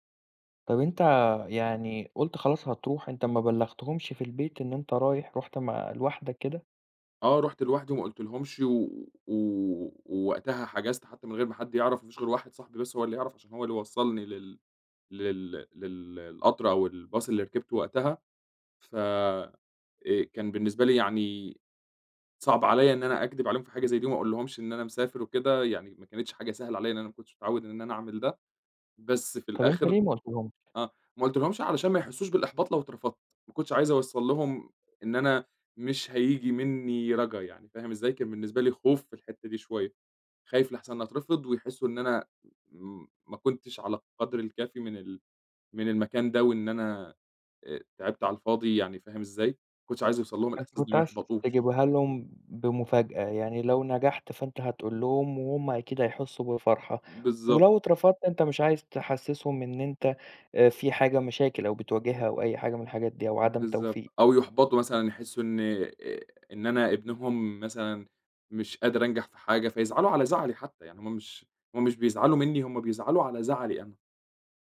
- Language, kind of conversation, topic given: Arabic, podcast, قرار غيّر مسار حياتك
- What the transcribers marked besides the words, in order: tapping